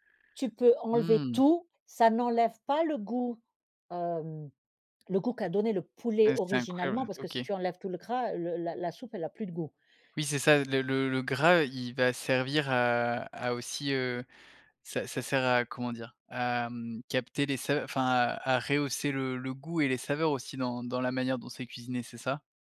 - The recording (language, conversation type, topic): French, podcast, Quelle est ta soupe préférée pour te réconforter ?
- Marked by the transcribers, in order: stressed: "tout"